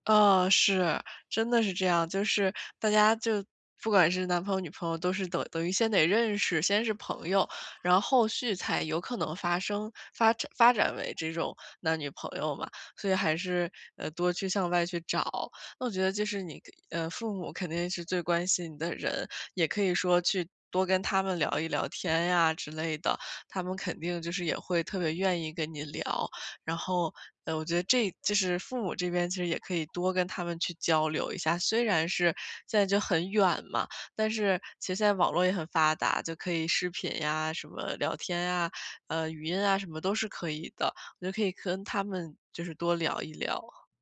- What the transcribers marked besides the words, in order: none
- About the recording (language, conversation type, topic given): Chinese, advice, 我该如何应对悲伤和内心的空虚感？